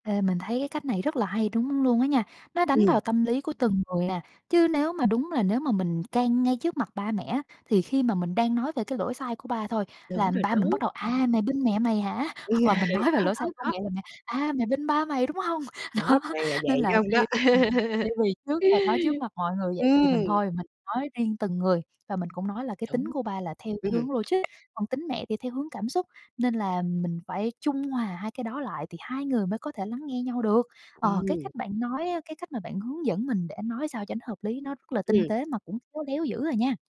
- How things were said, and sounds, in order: tapping; other background noise; laugh; laughing while speaking: "Đó"; laugh
- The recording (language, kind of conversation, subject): Vietnamese, advice, Tại sao các cuộc tranh cãi trong gia đình cứ lặp đi lặp lại vì giao tiếp kém?